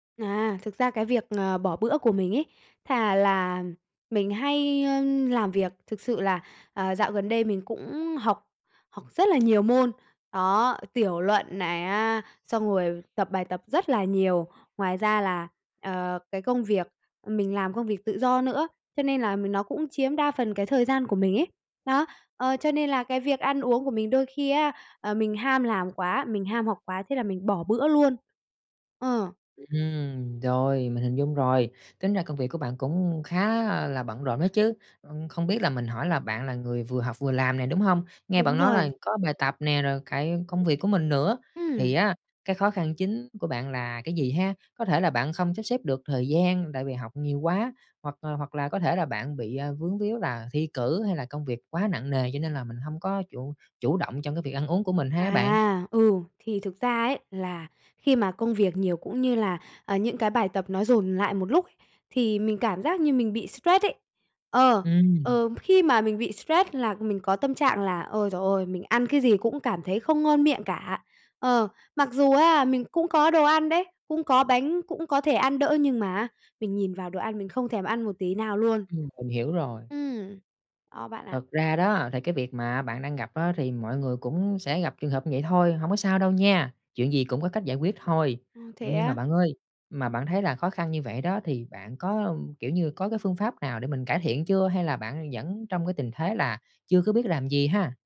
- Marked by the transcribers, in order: tapping
- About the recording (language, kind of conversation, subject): Vietnamese, advice, Bạn làm thế nào để không bỏ lỡ kế hoạch ăn uống hằng tuần mà mình đã đặt ra?